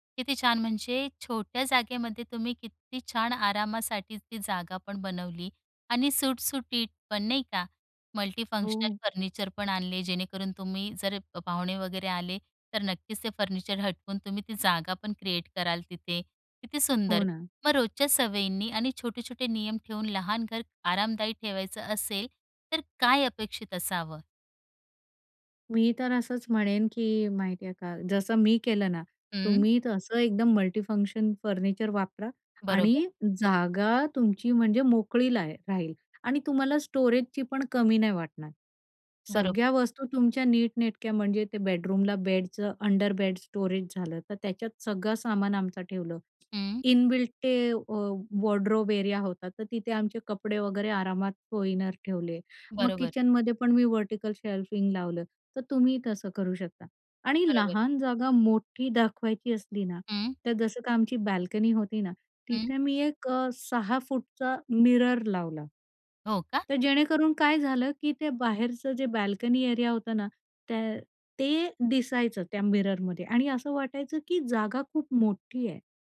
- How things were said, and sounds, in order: in English: "मल्टीफंक्शनल फर्निचर"; in English: "फर्निचर"; in English: "क्रिएट"; in English: "मल्टी-फंक्शन फर्निचर"; tapping; in English: "स्टोरेजचीपण"; in English: "बेडरूमला"; in English: "अंडर-बेड स्टोरेज"; other background noise; in English: "इनबिल्ट"; in English: "वॉर्डरोब एरिया"; in English: "व्हर्टिकल शेल्फिंग"; in English: "बाल्कनी"; in English: "मिरर"; in English: "बाल्कनी एरिया"; in English: "मिररमध्ये"
- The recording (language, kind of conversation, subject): Marathi, podcast, लहान घरात तुम्ही घर कसं अधिक आरामदायी करता?